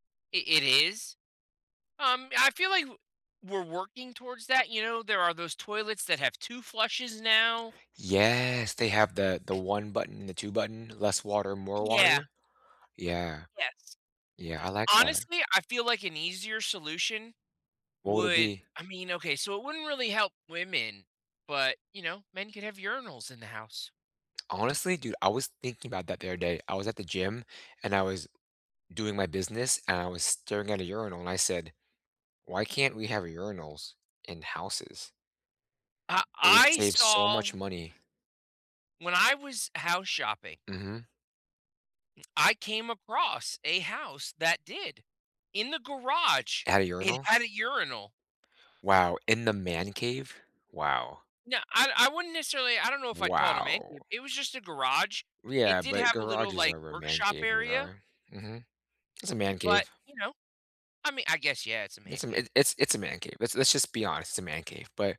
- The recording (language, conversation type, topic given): English, unstructured, What small change can everyone make to help the environment?
- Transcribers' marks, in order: other background noise; tapping; unintelligible speech